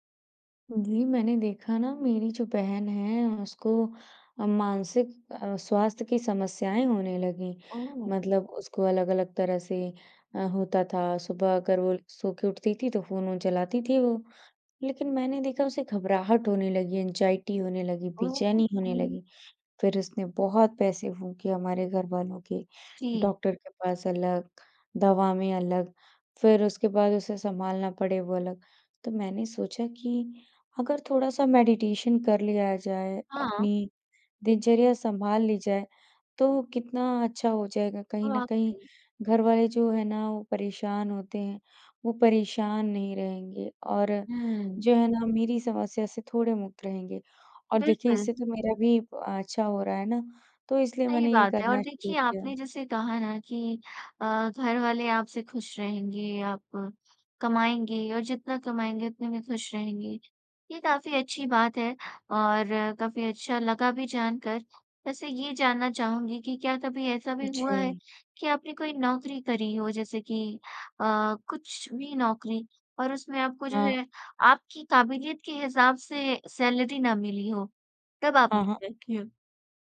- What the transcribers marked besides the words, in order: in English: "ऐंगज़ाइटी"; unintelligible speech; in English: "मेडिटेशन"
- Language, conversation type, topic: Hindi, podcast, सुबह उठने के बाद आप सबसे पहले क्या करते हैं?